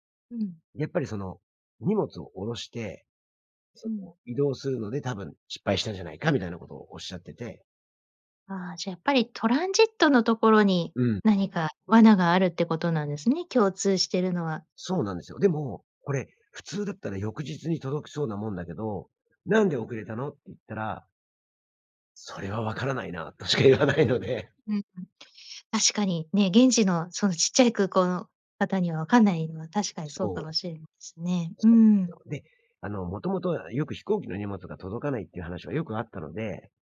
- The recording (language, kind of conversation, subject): Japanese, podcast, 荷物が届かなかったとき、どう対応しましたか？
- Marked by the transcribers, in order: laughing while speaking: "としか言わないので"; tapping